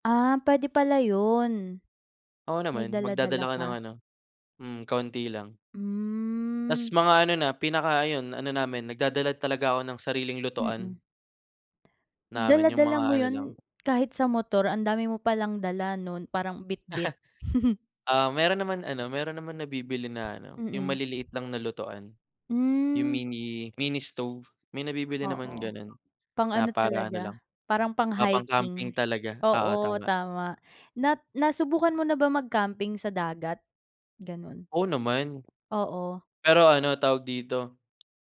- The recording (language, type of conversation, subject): Filipino, unstructured, Ano ang pinakamasayang alaala mo sa isang biyahe sa kalsada?
- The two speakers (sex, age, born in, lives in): female, 25-29, Philippines, Philippines; male, 25-29, Philippines, Philippines
- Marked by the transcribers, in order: chuckle